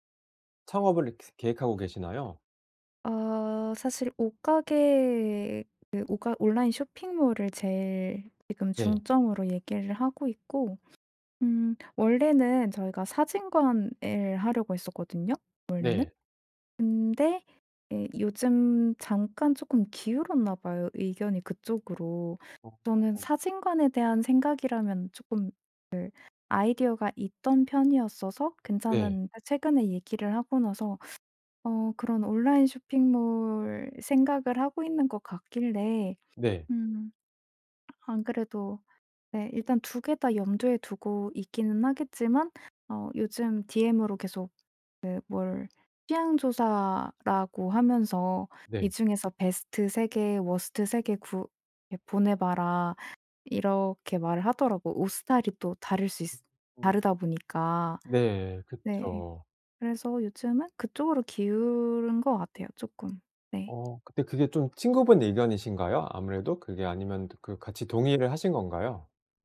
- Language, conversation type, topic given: Korean, advice, 초보 창업자가 스타트업에서 팀을 만들고 팀원들을 효과적으로 관리하려면 어디서부터 시작해야 하나요?
- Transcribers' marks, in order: other background noise; "기운" said as "기울은"